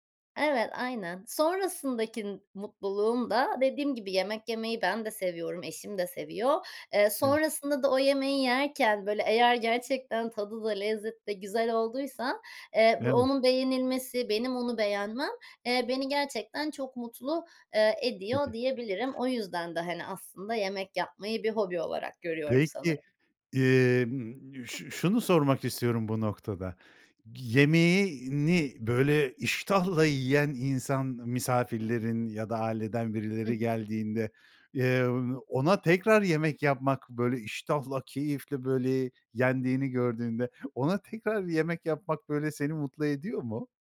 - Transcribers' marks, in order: other background noise
- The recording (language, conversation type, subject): Turkish, podcast, Yemek yapmayı bir hobi olarak görüyor musun ve en sevdiğin yemek hangisi?
- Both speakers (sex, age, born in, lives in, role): female, 30-34, Turkey, Netherlands, guest; male, 55-59, Turkey, Spain, host